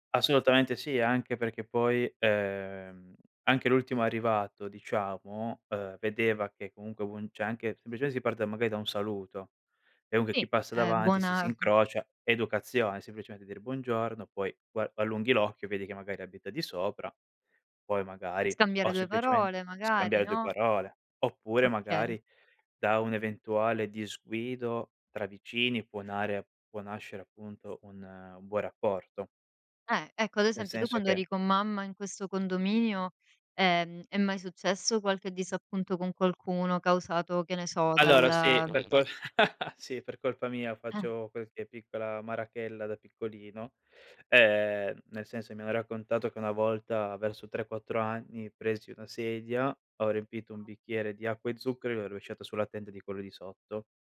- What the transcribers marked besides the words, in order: "cioè" said as "ceh"; "Sì" said as "ì"; "dunque" said as "unque"; other background noise; laugh
- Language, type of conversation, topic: Italian, podcast, Come si crea fiducia tra vicini, secondo te?